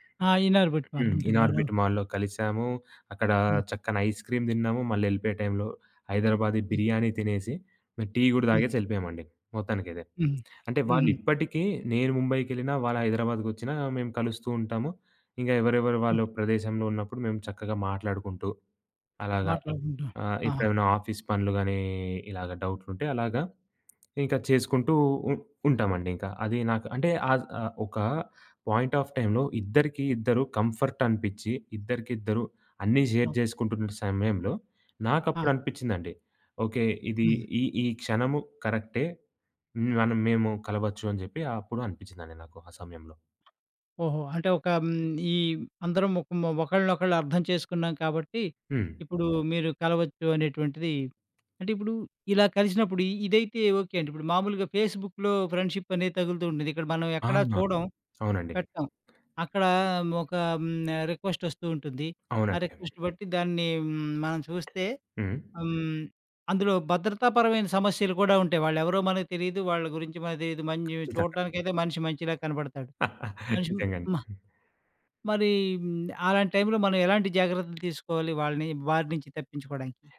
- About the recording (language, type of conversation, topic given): Telugu, podcast, నీవు ఆన్‌లైన్‌లో పరిచయం చేసుకున్న మిత్రులను ప్రత్యక్షంగా కలవాలని అనిపించే క్షణం ఎప్పుడు వస్తుంది?
- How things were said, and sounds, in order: lip smack; in English: "ఆఫీస్"; other background noise; in English: "పాయింట్ ఆఫ్ టైమ్‌లో"; in English: "షేర్"; tapping; in English: "ఫేస్‌బుక్‌లో"; lip smack; in English: "రిక్వెస్ట్"; chuckle; lip smack